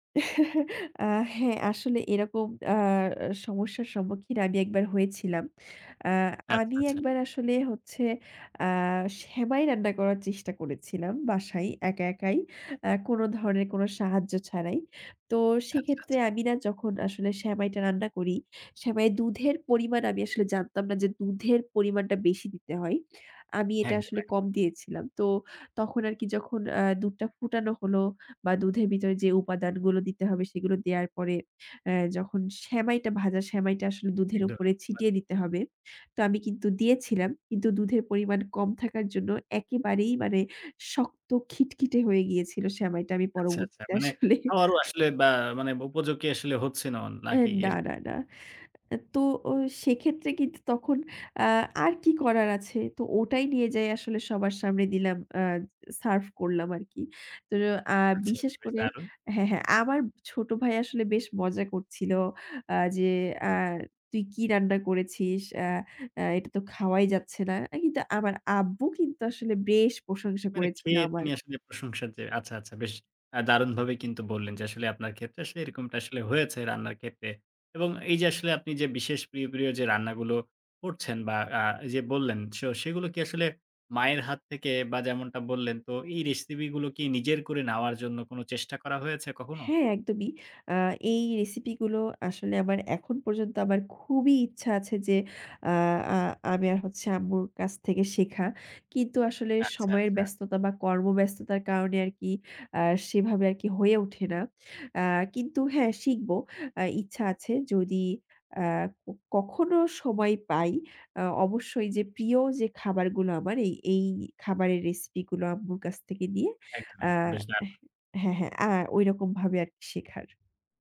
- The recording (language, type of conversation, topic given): Bengali, podcast, তোমাদের বাড়ির সবচেয়ে পছন্দের রেসিপি কোনটি?
- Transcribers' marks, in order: chuckle; laughing while speaking: "আসলে"; stressed: "বেশ"; other background noise; stressed: "খুবই"